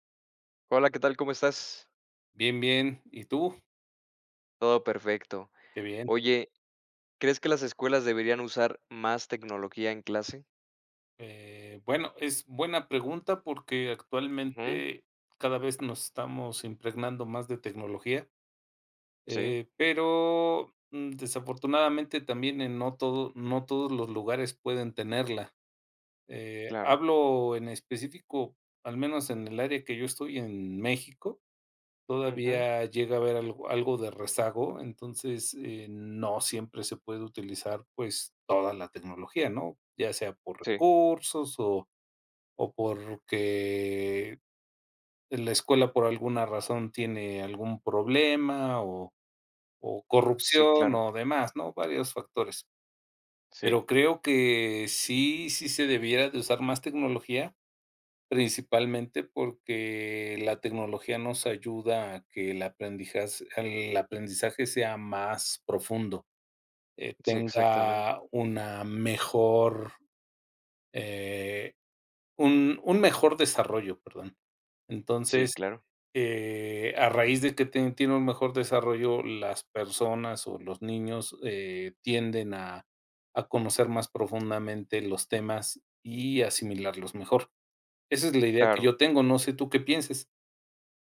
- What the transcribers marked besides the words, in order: tapping; "aprendiza-" said as "aprendija"
- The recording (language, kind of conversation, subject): Spanish, unstructured, ¿Crees que las escuelas deberían usar más tecnología en clase?